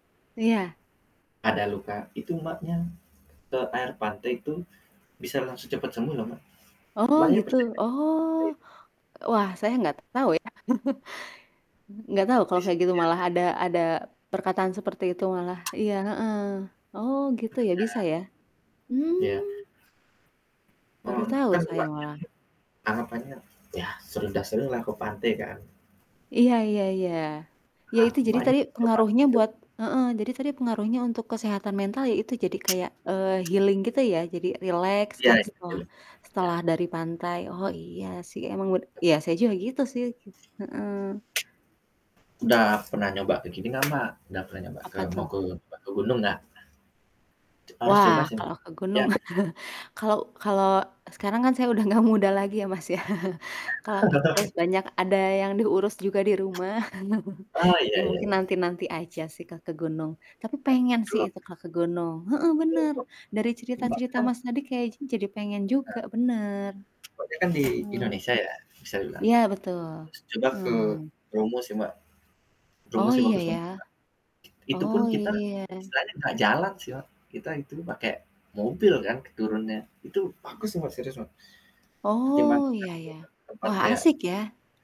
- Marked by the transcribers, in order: static; distorted speech; chuckle; other background noise; in English: "healing"; chuckle; laughing while speaking: "enggak muda lagi"; laugh; chuckle; chuckle; "kayaknya" said as "kekeijin"; tapping
- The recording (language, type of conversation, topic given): Indonesian, unstructured, Anda lebih memilih liburan ke pantai atau ke pegunungan?